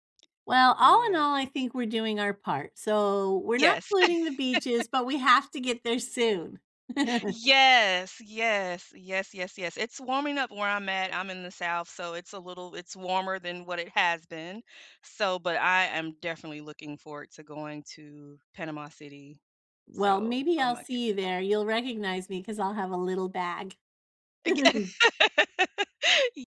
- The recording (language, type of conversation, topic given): English, unstructured, What feelings do you get when you see a polluted beach?
- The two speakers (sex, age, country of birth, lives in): female, 45-49, United States, United States; female, 50-54, United States, United States
- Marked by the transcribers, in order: laugh; other background noise; chuckle; chuckle; laugh